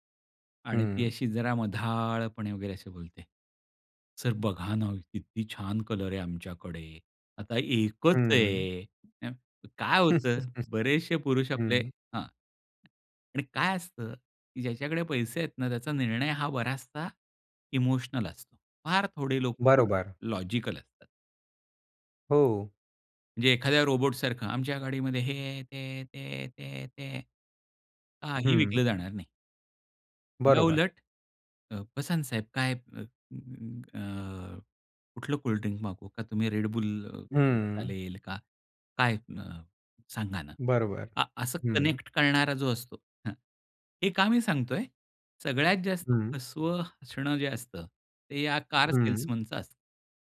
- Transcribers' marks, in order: unintelligible speech; chuckle; tapping; in English: "कनेक्ट"
- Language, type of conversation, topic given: Marathi, podcast, खऱ्या आणि बनावट हसण्यातला फरक कसा ओळखता?